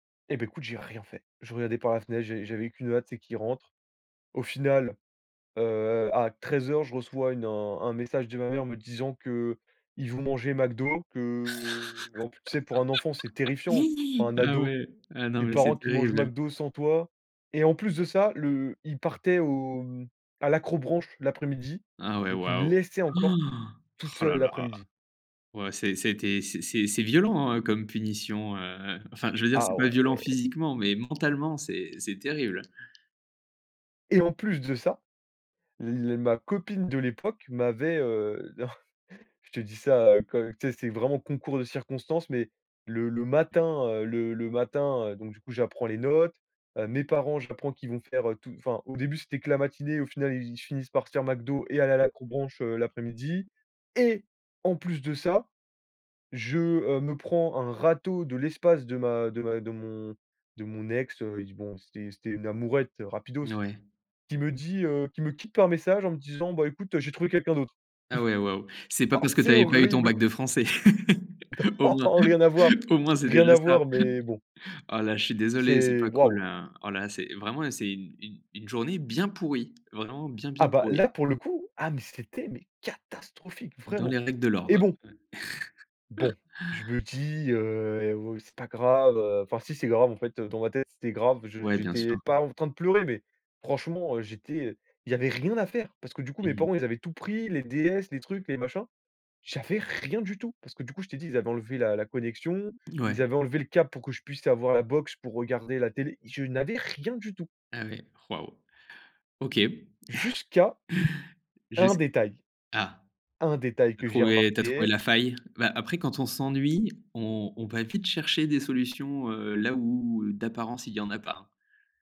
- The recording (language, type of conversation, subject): French, podcast, Peux-tu raconter une journée pourrie qui s’est finalement super bien terminée ?
- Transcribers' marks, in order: chuckle; other background noise; tapping; surprised: "Oh !"; chuckle; stressed: "et"; chuckle; chuckle; laugh; laughing while speaking: "Au moins, au moins c'est déjà ça"; chuckle; chuckle